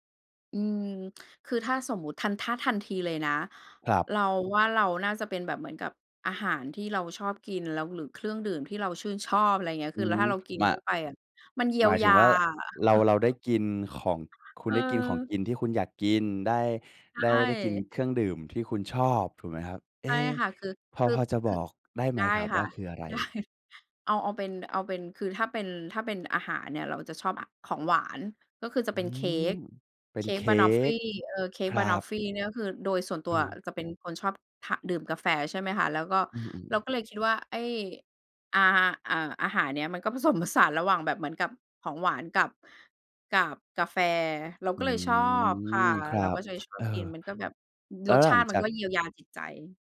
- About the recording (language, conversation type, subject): Thai, podcast, คุณมีวิธีจัดการความเครียดในชีวิตประจำวันอย่างไรบ้าง?
- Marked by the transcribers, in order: chuckle; laughing while speaking: "ได้"; laughing while speaking: "ผสมผสาน"